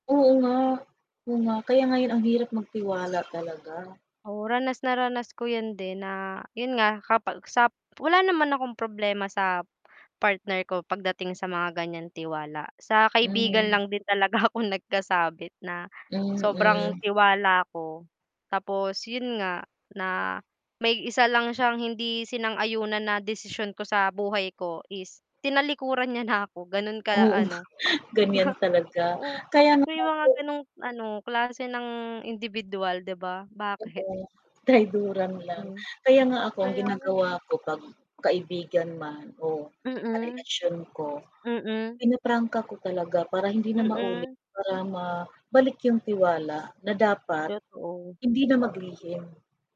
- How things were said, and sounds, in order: distorted speech; chuckle; wind; chuckle; chuckle; static
- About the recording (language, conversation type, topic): Filipino, unstructured, Ano ang epekto ng pagtitiwala sa ating mga relasyon?